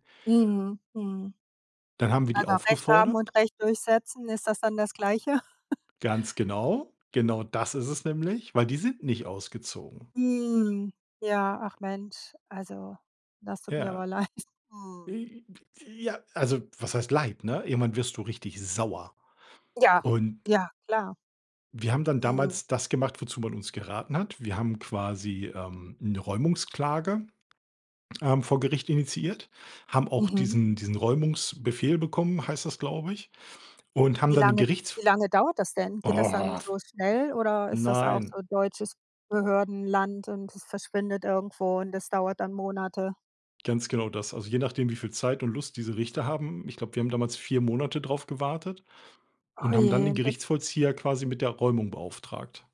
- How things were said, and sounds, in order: chuckle; other background noise; stressed: "sauer"; angry: "Och Nein"
- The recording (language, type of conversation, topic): German, podcast, Würdest du lieber kaufen oder mieten, und warum?